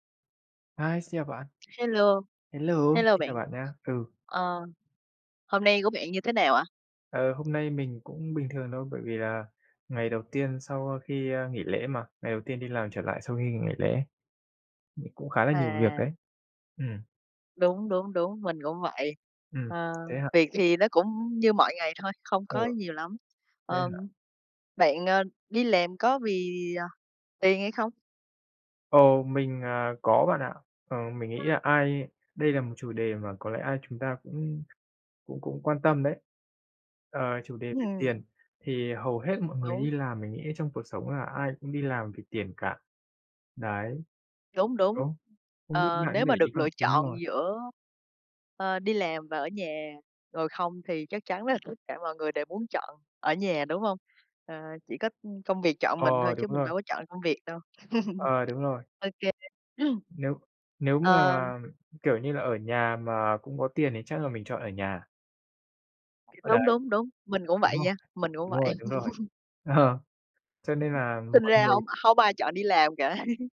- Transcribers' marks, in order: tapping; other background noise; laugh; throat clearing; laughing while speaking: "vậy"; laugh; laughing while speaking: "Ờ"; laugh
- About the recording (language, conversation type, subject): Vietnamese, unstructured, Tiền có làm con người thay đổi tính cách không?